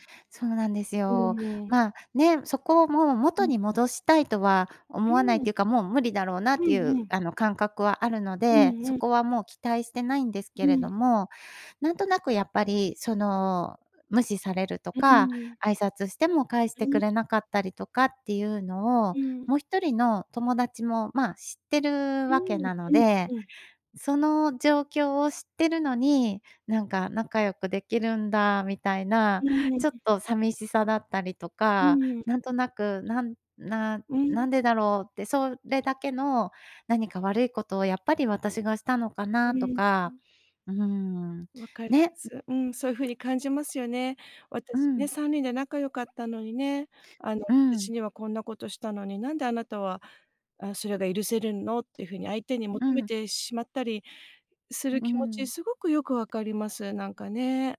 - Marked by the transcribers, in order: none
- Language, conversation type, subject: Japanese, advice, 共通の友人関係をどう維持すればよいか悩んでいますか？